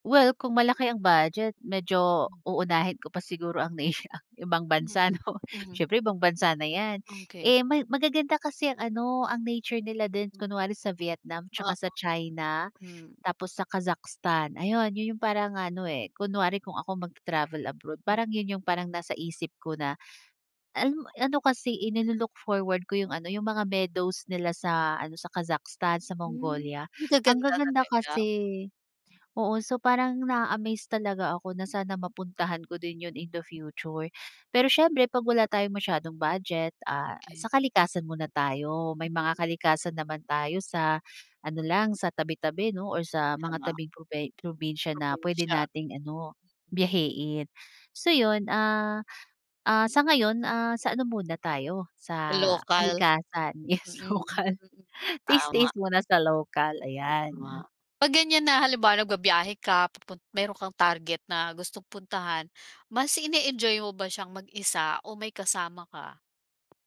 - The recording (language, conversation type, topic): Filipino, podcast, Anu-ano ang maliliit na bagay sa kalikasan na nagpapasaya sa iyo?
- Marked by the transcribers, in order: laugh; tapping; laughing while speaking: "Yes! Local"